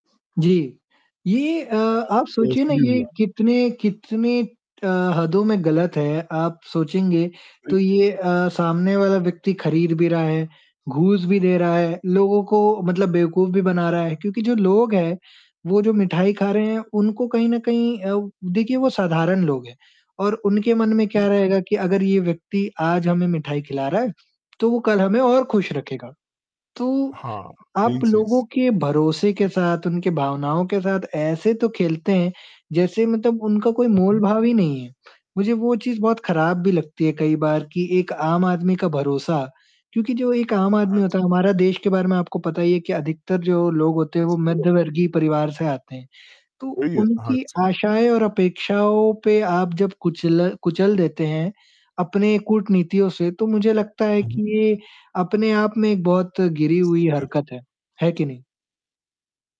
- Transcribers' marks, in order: static; distorted speech; unintelligible speech
- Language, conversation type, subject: Hindi, unstructured, क्या सत्ता में आने के लिए कोई भी तरीका सही माना जा सकता है?